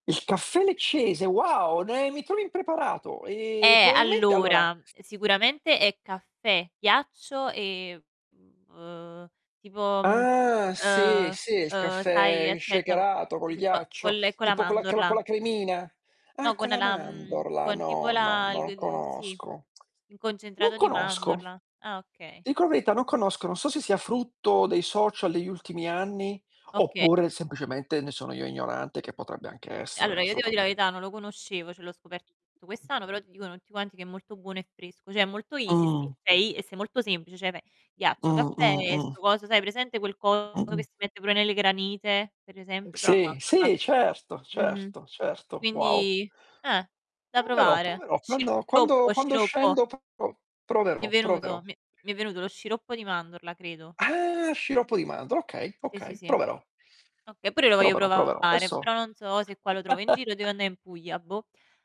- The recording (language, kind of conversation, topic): Italian, unstructured, Qual è il piatto tipico della tua regione che ami di più?
- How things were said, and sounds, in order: other background noise; mechanical hum; unintelligible speech; tapping; distorted speech; in English: "easy"; laugh